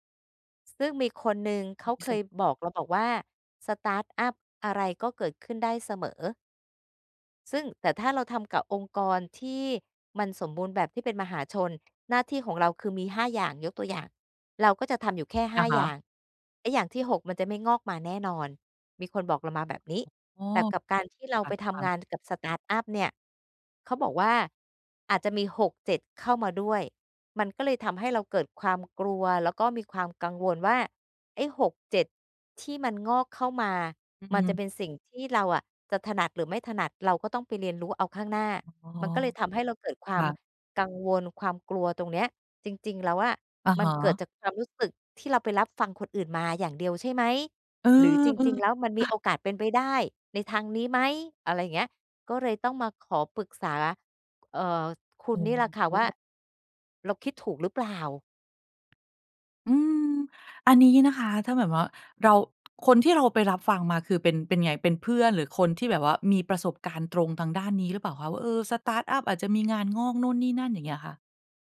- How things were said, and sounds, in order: in English: "สตาร์ตอัป"; other background noise; in English: "สตาร์ตอัป"; in English: "สตาร์ตอัป"
- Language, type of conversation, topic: Thai, advice, ทำไมฉันถึงกลัวที่จะเริ่มงานใหม่เพราะความคาดหวังว่าตัวเองต้องทำได้สมบูรณ์แบบ?